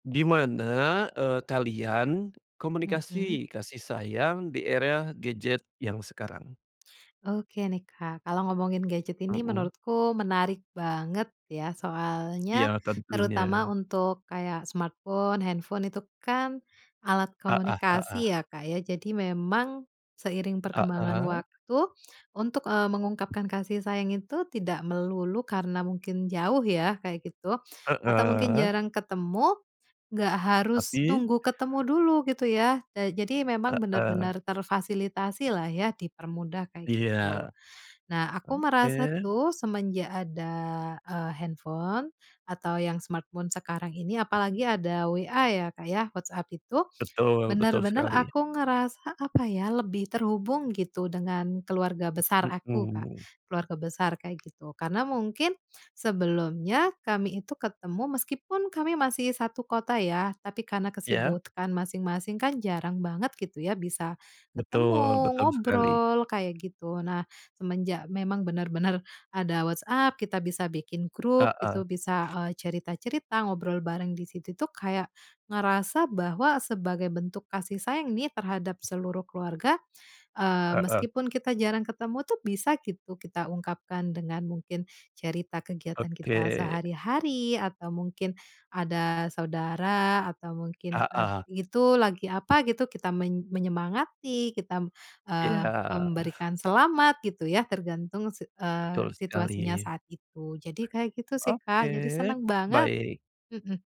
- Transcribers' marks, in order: in English: "smartphone"; tapping; other background noise; in English: "smartphone"
- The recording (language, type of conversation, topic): Indonesian, podcast, Bagaimana kamu mengomunikasikan kasih sayang di era gawai saat ini?